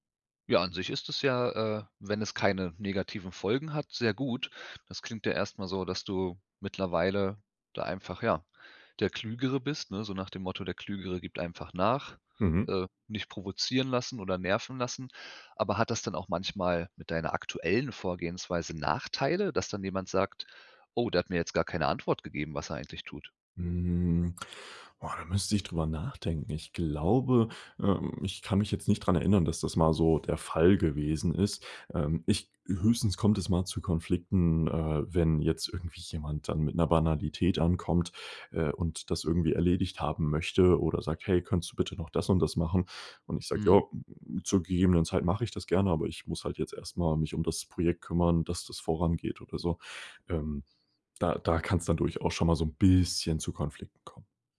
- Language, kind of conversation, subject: German, podcast, Wie gehst du mit Kritik an deiner Arbeit um?
- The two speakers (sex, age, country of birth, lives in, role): male, 20-24, Germany, Germany, guest; male, 35-39, Germany, Germany, host
- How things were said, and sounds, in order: other noise; drawn out: "bisschen"